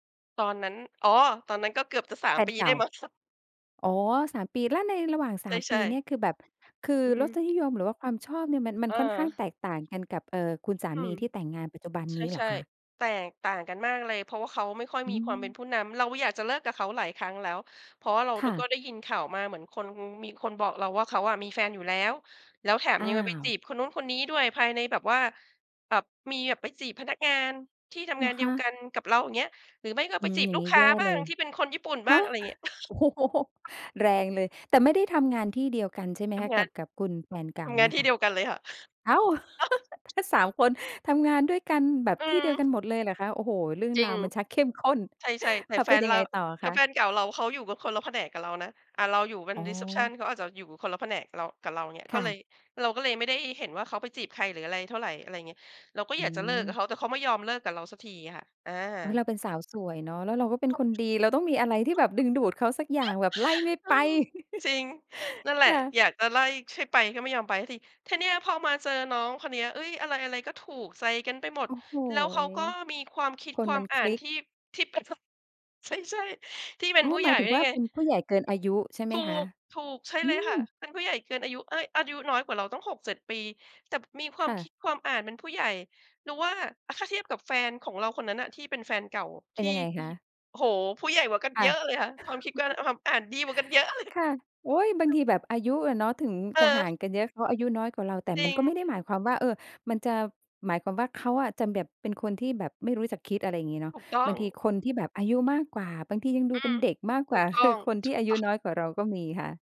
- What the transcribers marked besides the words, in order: laughing while speaking: "โอ้โฮ"; chuckle; other noise; chuckle; unintelligible speech; in English: "รีเซปชัน"; laugh; chuckle; chuckle; laughing while speaking: "เลย"; laughing while speaking: "คือ"; laughing while speaking: "ต้อง"
- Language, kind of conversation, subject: Thai, podcast, ประสบการณ์ชีวิตแต่งงานของคุณเป็นอย่างไร เล่าให้ฟังได้ไหม?